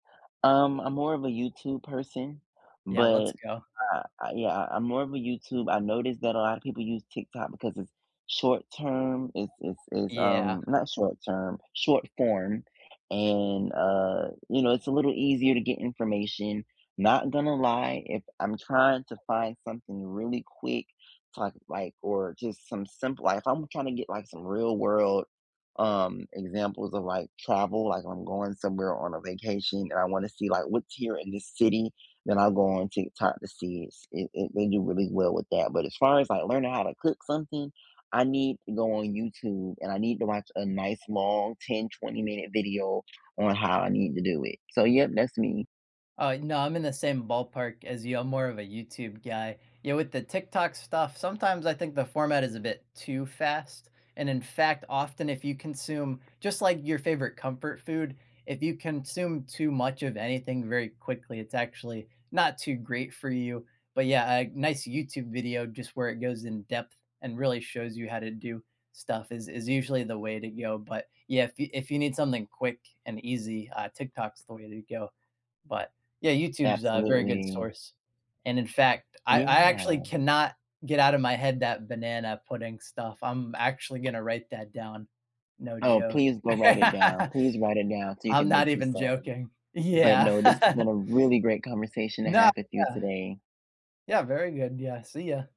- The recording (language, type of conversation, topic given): English, unstructured, What is your go-to comfort food, and what memory or person makes it special to you?
- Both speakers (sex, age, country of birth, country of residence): male, 18-19, United States, United States; male, 25-29, United States, United States
- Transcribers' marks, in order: other background noise; tapping; laugh